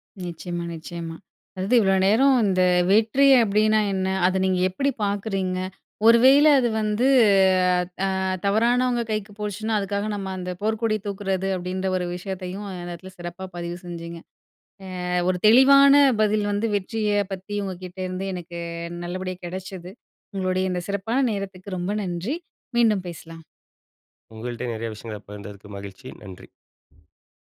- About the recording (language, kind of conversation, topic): Tamil, podcast, நீங்கள் வெற்றியை எப்படி வரையறுக்கிறீர்கள்?
- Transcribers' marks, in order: other background noise